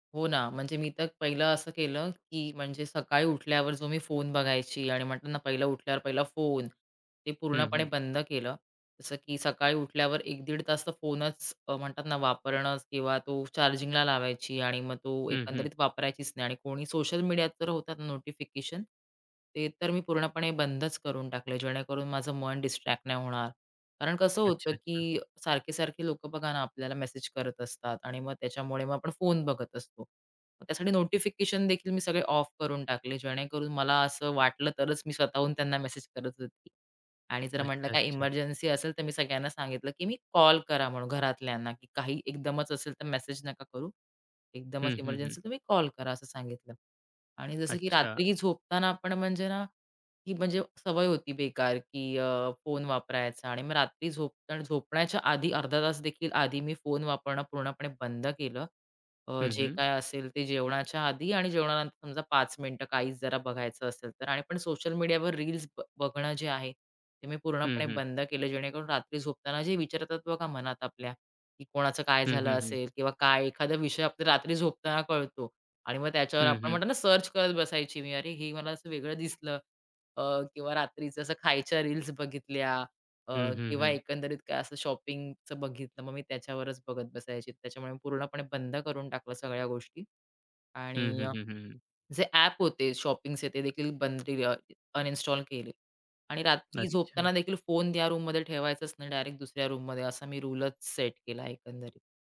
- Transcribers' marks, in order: tapping; other background noise; in English: "ऑफ"; in English: "सर्च"; in English: "शॉपिंगचं"; in English: "शॉपिंग्स"
- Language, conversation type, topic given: Marathi, podcast, सकाळी तुम्ही फोन आणि समाजमाध्यमांचा वापर कसा आणि कोणत्या नियमांनुसार करता?